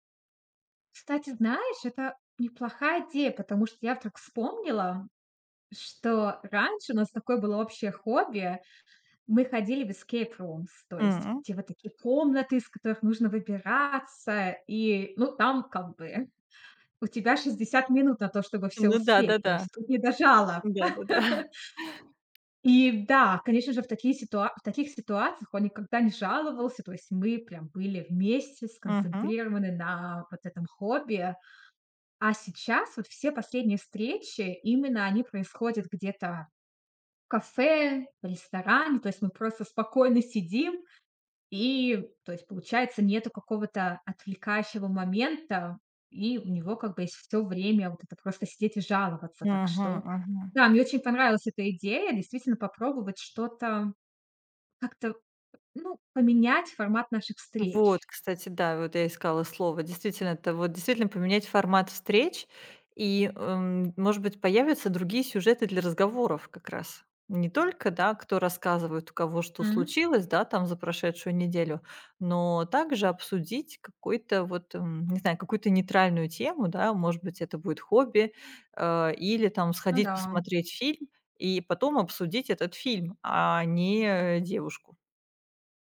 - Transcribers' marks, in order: in English: "эскейп-румс"; chuckle; other background noise; chuckle; tapping
- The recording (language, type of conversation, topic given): Russian, advice, Как поступить, если друзья постоянно пользуются мной и не уважают мои границы?